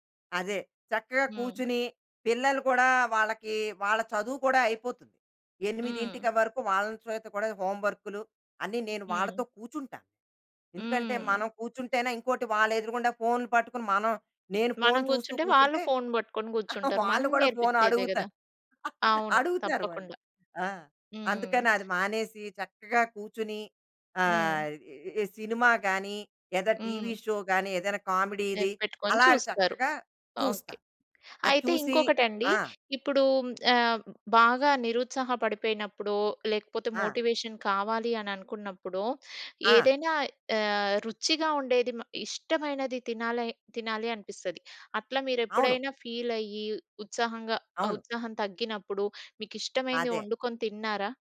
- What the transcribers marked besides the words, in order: chuckle; lip smack; in English: "కామెడీది"; lip smack; in English: "మోటివేషన్"
- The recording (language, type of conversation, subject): Telugu, podcast, ఉత్సాహం తగ్గినప్పుడు మీరు మిమ్మల్ని మీరు ఎలా ప్రేరేపించుకుంటారు?